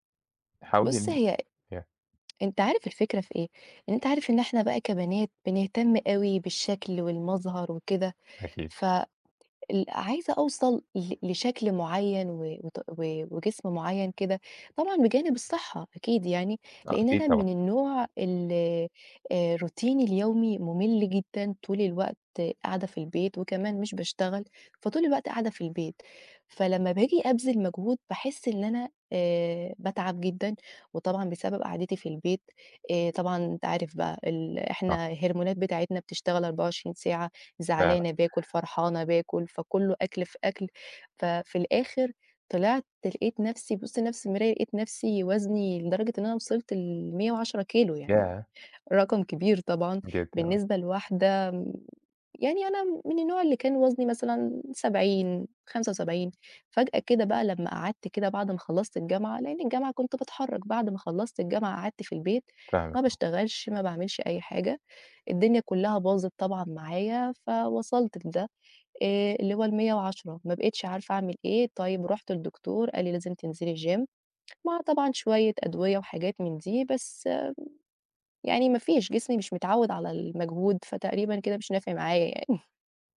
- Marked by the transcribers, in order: tsk; unintelligible speech; in English: "روتيني"; other background noise; in English: "gym"; tsk; chuckle
- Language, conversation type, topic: Arabic, advice, إزاي أتعامل مع إحباطي من قلة نتائج التمرين رغم المجهود؟